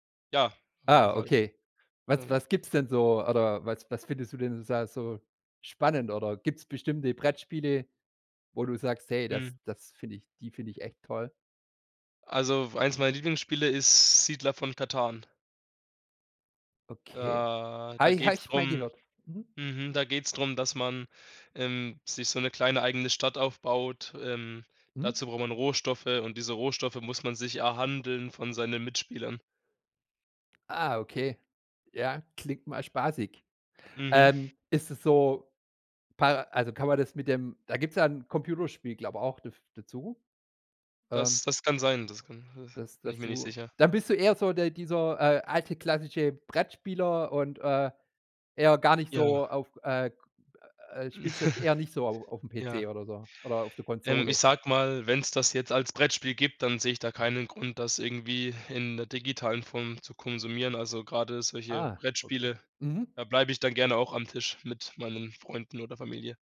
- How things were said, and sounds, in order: chuckle
- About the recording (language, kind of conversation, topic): German, podcast, Wie erklärst du dir die Freude an Brettspielen?